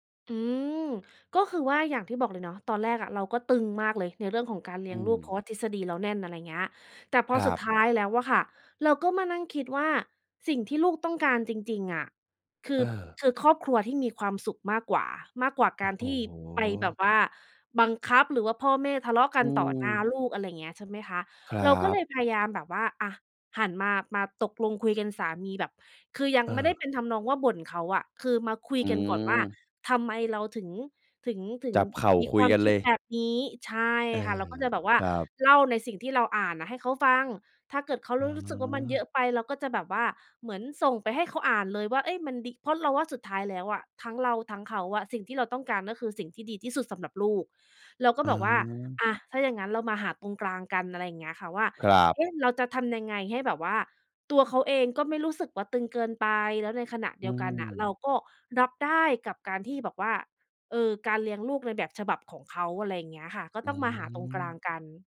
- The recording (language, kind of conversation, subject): Thai, podcast, เวลาคุณกับคู่ของคุณมีความเห็นไม่ตรงกันเรื่องการเลี้ยงลูก คุณควรคุยกันอย่างไรให้หาทางออกร่วมกันได้?
- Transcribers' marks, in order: none